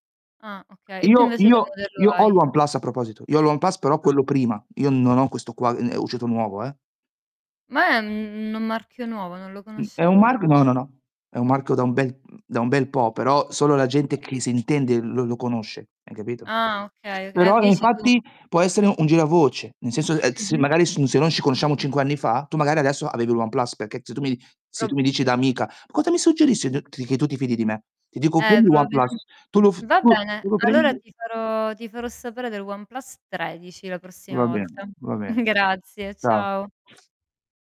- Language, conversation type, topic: Italian, unstructured, Come immagini la casa del futuro grazie alla tecnologia?
- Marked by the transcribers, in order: tapping; distorted speech; other background noise; put-on voice: "Cosa mi suggerisci d"; snort